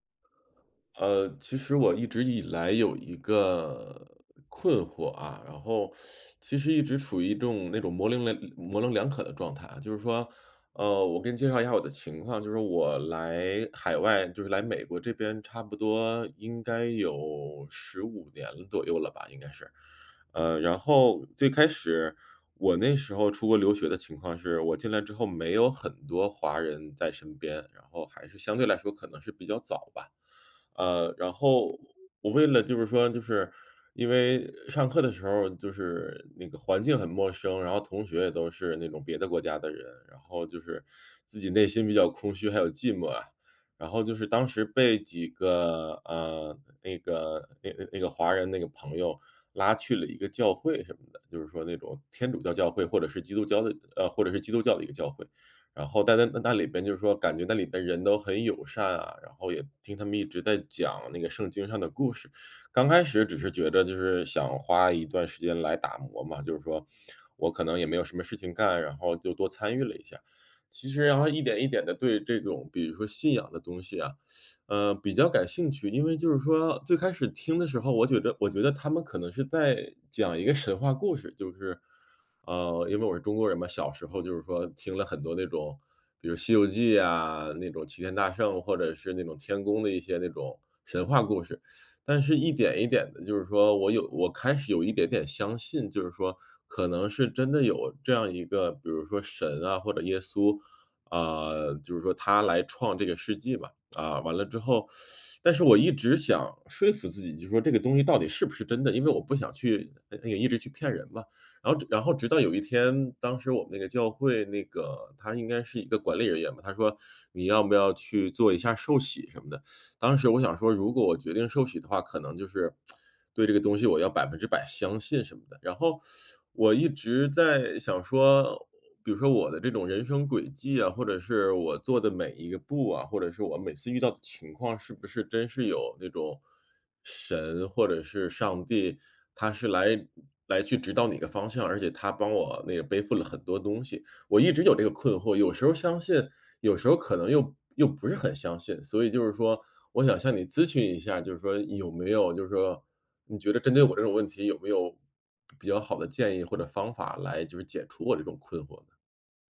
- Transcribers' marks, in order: teeth sucking; teeth sucking; tsk
- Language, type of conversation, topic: Chinese, advice, 你为什么会对自己的信仰或价值观感到困惑和怀疑？